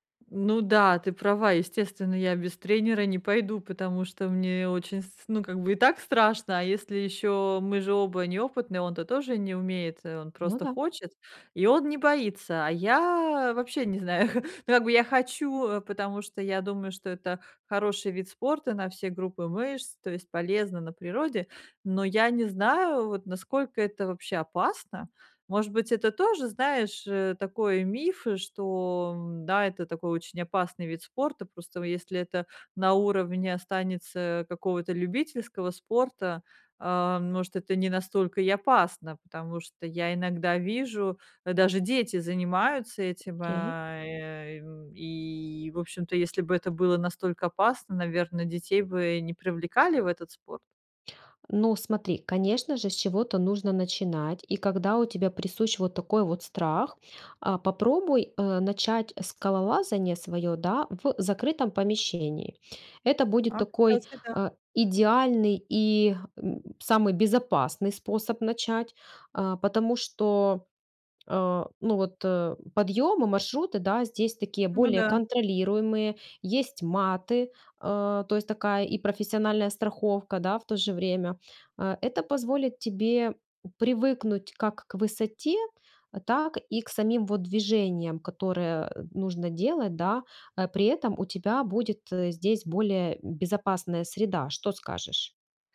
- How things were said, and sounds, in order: chuckle
- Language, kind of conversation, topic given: Russian, advice, Как мне справиться со страхом пробовать новые хобби и занятия?